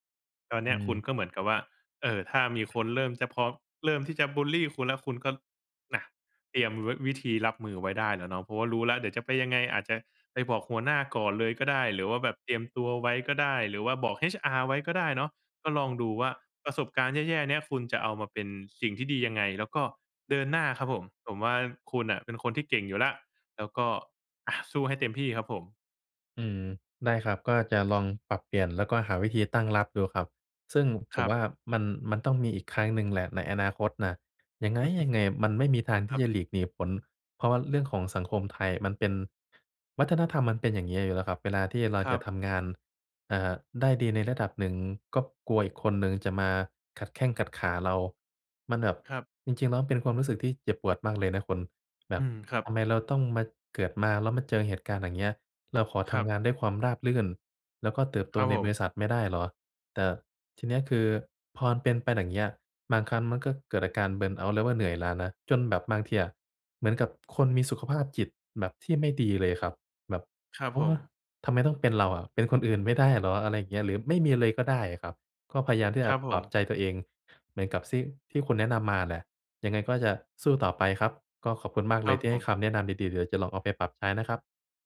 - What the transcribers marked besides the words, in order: chuckle; in English: "เบิร์นเอาต์"
- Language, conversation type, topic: Thai, advice, คุณกลัวอนาคตที่ไม่แน่นอนและไม่รู้ว่าจะทำอย่างไรดีใช่ไหม?